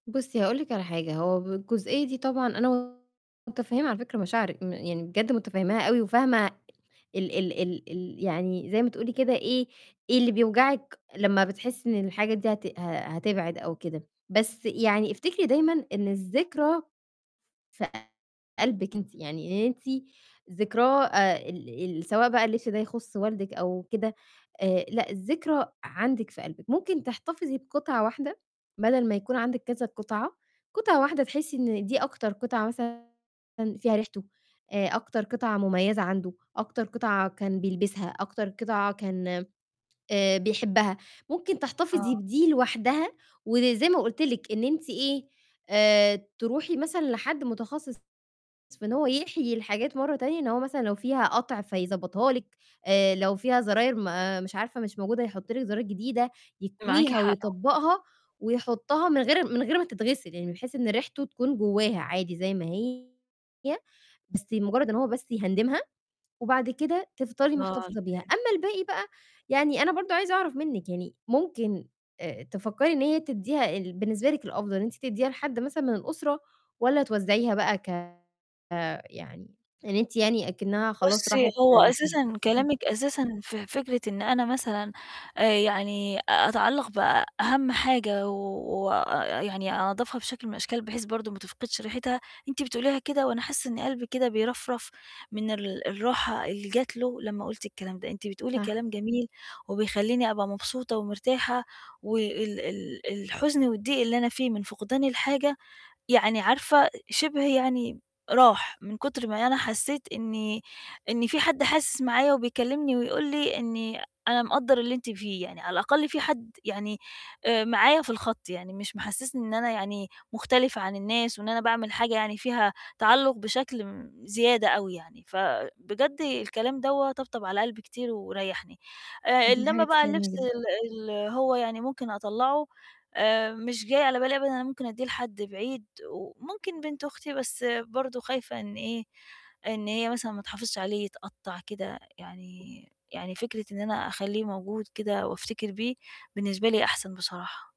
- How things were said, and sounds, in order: distorted speech; tapping; unintelligible speech; unintelligible speech; static
- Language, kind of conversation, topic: Arabic, advice, إزاي أتعامل مع إحساسي إني متعلق بحاجاتي ومش قادر أستغنى عنها؟